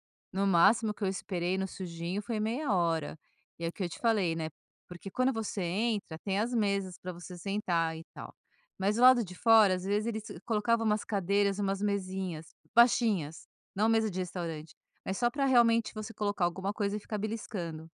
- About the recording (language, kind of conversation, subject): Portuguese, podcast, Você pode me contar sobre uma refeição em família que você nunca esquece?
- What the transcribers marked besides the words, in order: none